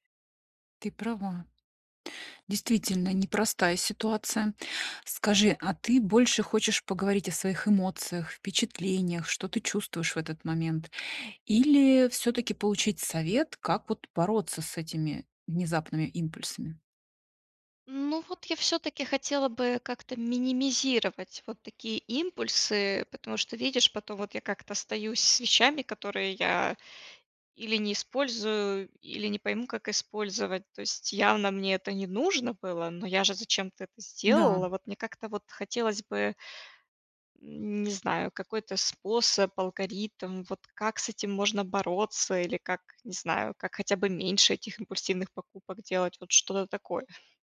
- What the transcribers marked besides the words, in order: none
- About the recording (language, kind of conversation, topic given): Russian, advice, Как мне справляться с внезапными импульсами, которые мешают жить и принимать решения?